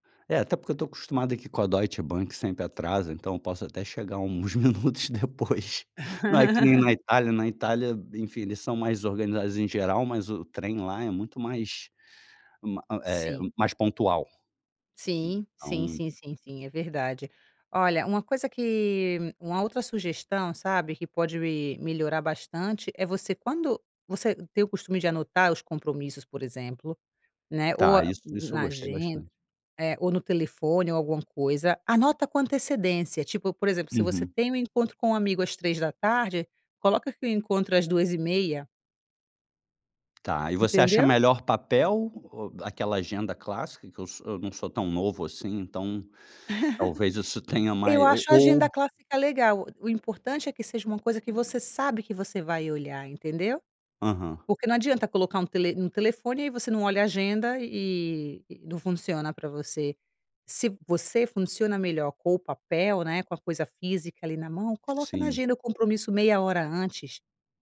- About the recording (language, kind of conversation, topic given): Portuguese, advice, Por que estou sempre atrasado para compromissos importantes?
- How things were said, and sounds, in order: laugh; laughing while speaking: "uns minutos depois"; tapping; laugh